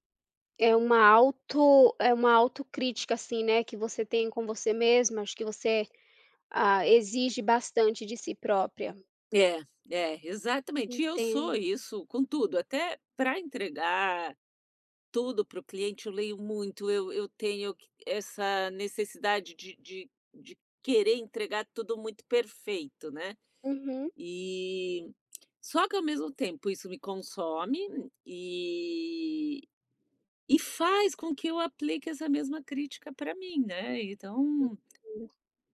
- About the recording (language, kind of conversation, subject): Portuguese, advice, Como posso lidar com a paralisia ao começar um projeto novo?
- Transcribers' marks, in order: tapping; drawn out: "e"